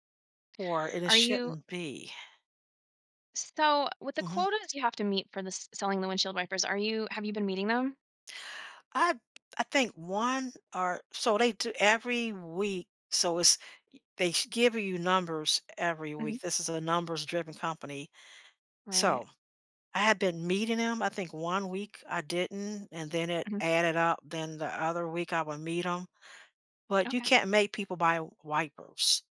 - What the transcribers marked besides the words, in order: tapping
- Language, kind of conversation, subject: English, advice, How do I manage burnout and feel more energized at work?